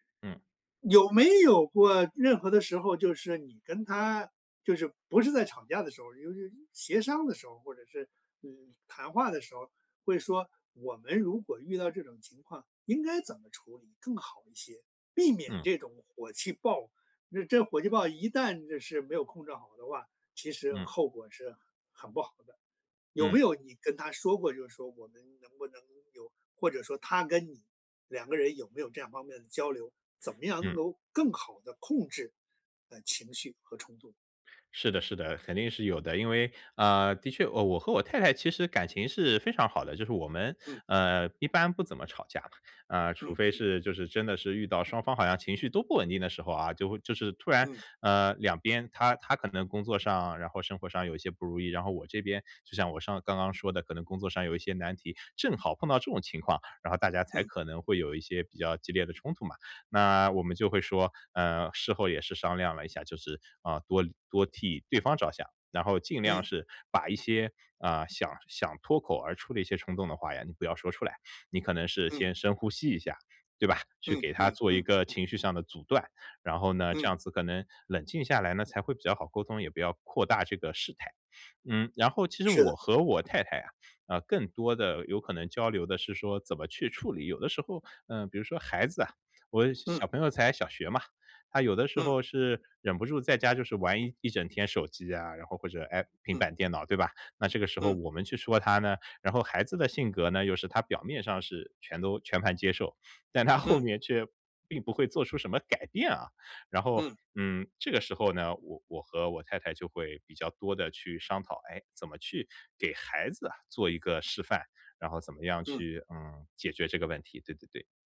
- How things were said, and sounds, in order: sniff; laughing while speaking: "但他后面却并不会"
- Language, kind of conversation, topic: Chinese, podcast, 在家里如何示范处理情绪和冲突？